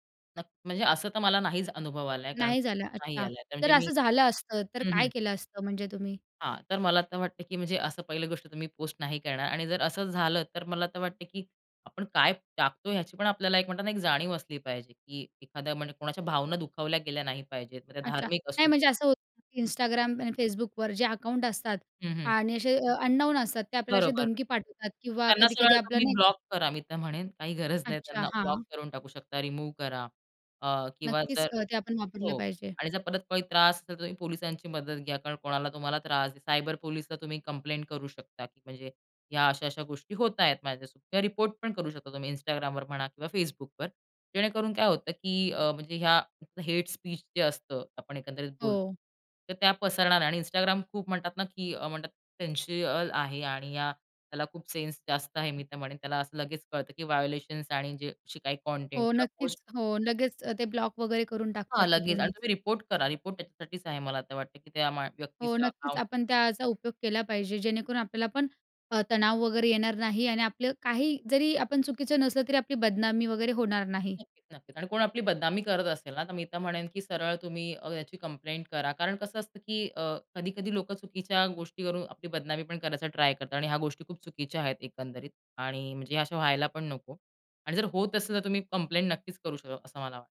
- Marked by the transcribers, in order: tapping; other background noise; "सेन्सिबल" said as "सेन्शिअल"; in English: "व्हायोलेशन्स"
- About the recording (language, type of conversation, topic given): Marathi, podcast, शेअर केलेल्यानंतर नकारात्मक प्रतिक्रिया आल्या तर तुम्ही काय करता?